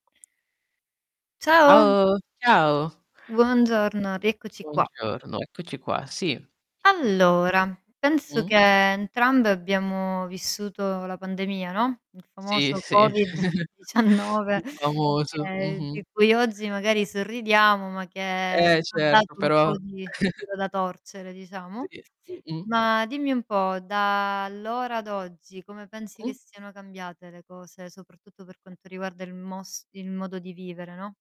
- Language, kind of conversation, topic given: Italian, unstructured, Come pensi che la pandemia abbia cambiato il nostro modo di vivere?
- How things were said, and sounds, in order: other background noise; static; "Ciao" said as "ao"; "ciao" said as "chiao"; tapping; distorted speech; laughing while speaking: "19"; chuckle; chuckle